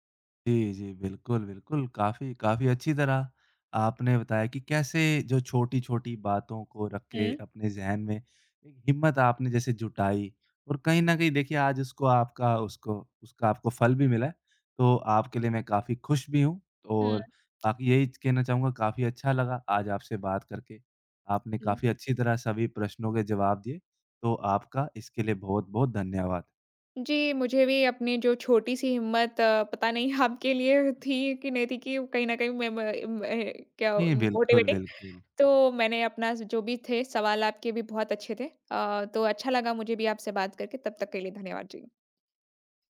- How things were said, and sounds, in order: tapping; laughing while speaking: "नहीं आपके लिए थी"; in English: "मोटिवेटिंग"
- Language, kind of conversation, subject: Hindi, podcast, क्या कभी किसी छोटी-सी हिम्मत ने आपको कोई बड़ा मौका दिलाया है?